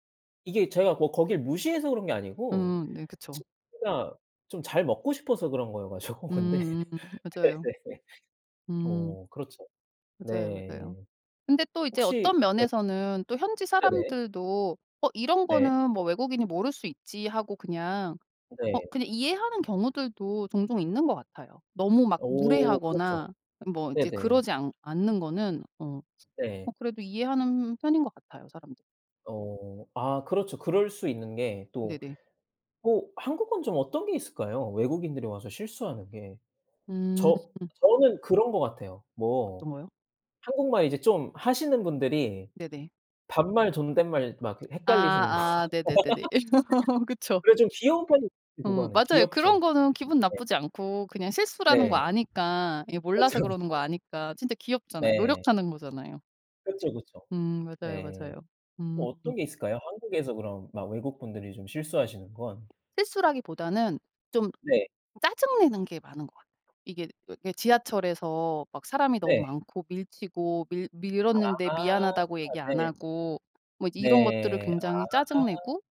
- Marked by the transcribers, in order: laughing while speaking: "가지고 근데"; laugh; other background noise; tapping; laugh; laughing while speaking: "거"; laugh
- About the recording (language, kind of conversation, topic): Korean, unstructured, 여행지에서 현지 문화를 존중하지 않는 사람들에 대해 어떻게 생각하시나요?